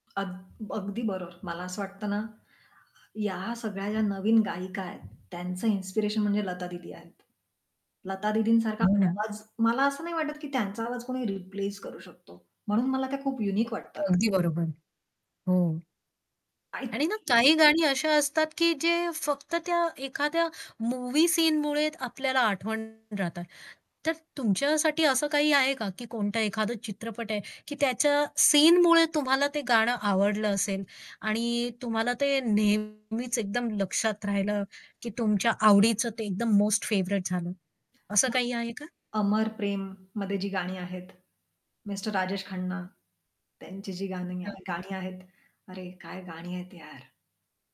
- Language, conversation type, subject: Marathi, podcast, चित्रपटांच्या गाण्यांनी तुमच्या संगीताच्या आवडीनिवडींवर काय परिणाम केला आहे?
- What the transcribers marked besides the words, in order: static; other background noise; distorted speech; in English: "युनिक"; unintelligible speech; fan; in English: "मोस्ट फेव्हराइट"; unintelligible speech; tapping